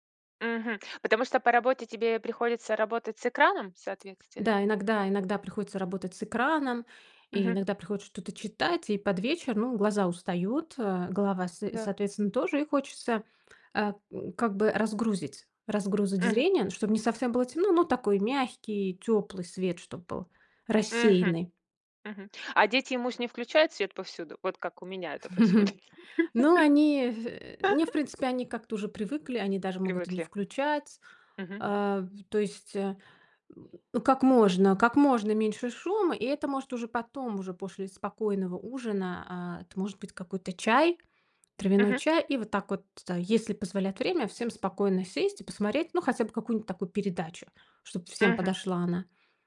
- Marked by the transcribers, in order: "разгрузить" said as "разгрузыть"; chuckle; laugh; "после" said as "пошле"
- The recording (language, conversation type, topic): Russian, podcast, Что помогает тебе расслабиться после тяжёлого дня?